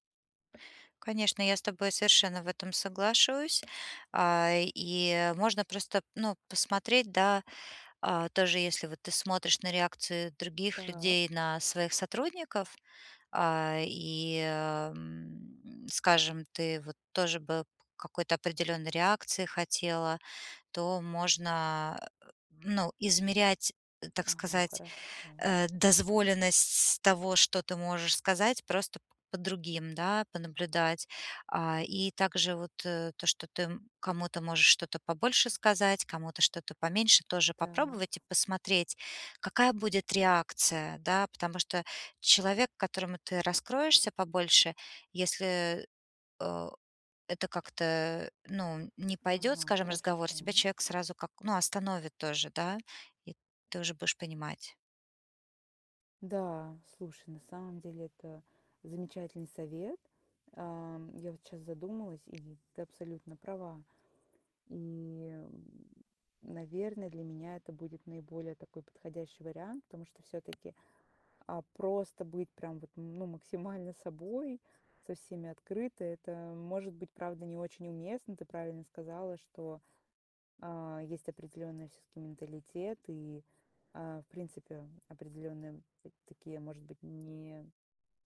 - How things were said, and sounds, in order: tapping
- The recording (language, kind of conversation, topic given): Russian, advice, Как мне сочетать искренность с желанием вписаться в новый коллектив, не теряя себя?
- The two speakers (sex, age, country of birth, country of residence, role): female, 25-29, Russia, United States, user; female, 40-44, Russia, United States, advisor